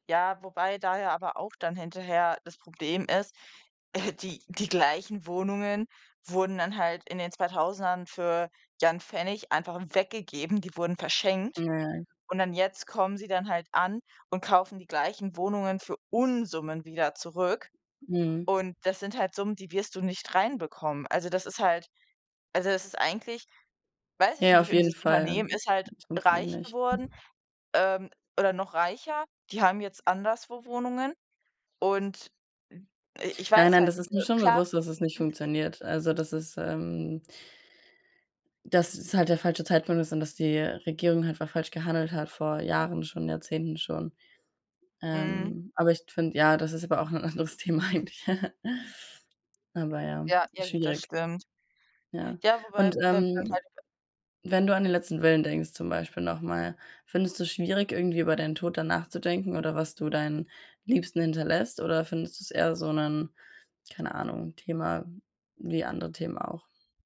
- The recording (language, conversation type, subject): German, unstructured, Wie wichtig ist dir ein Testament?
- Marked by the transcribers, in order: snort; other noise; unintelligible speech; laughing while speaking: "anderes Thema eigentlich"; chuckle; unintelligible speech